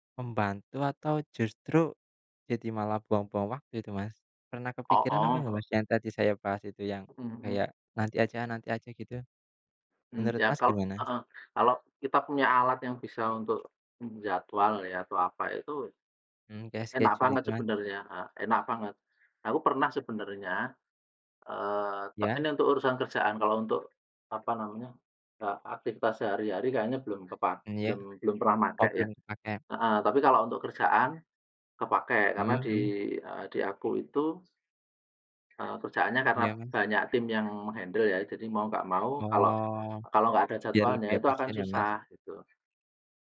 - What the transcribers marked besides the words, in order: tapping; other noise; other background noise; in English: "scheduling"; background speech; in English: "meng-handle"; drawn out: "Oh"
- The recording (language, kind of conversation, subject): Indonesian, unstructured, Bagaimana cara kamu mengatur waktu agar lebih produktif?
- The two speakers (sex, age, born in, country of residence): male, 25-29, Indonesia, Indonesia; male, 40-44, Indonesia, Indonesia